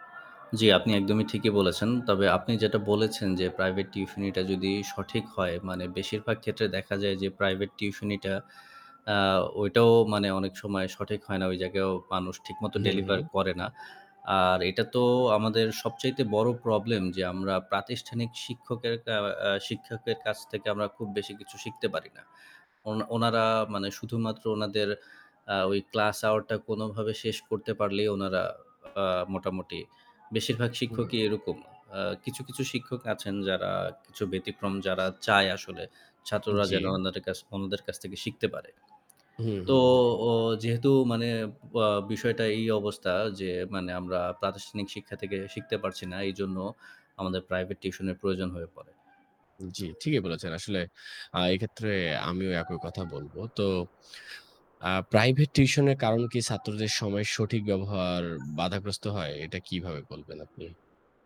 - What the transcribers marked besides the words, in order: other background noise; static; tapping; distorted speech
- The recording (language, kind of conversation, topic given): Bengali, unstructured, প্রাইভেট টিউশন কি শিক্ষাব্যবস্থার জন্য সহায়ক, নাকি বাধা?